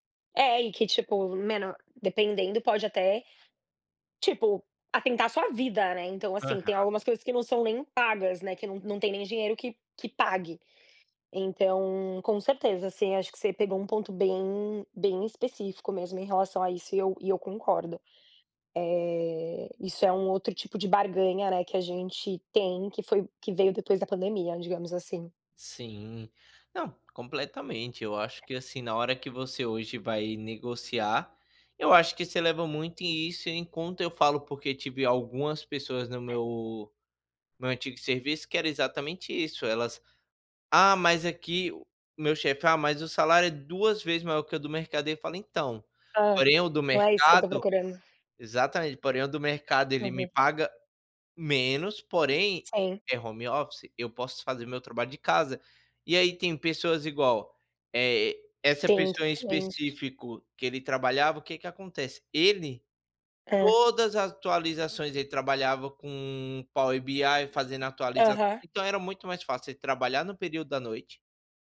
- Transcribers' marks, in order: tapping; in English: "home office"
- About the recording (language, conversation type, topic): Portuguese, unstructured, Você acha que é difícil negociar um aumento hoje?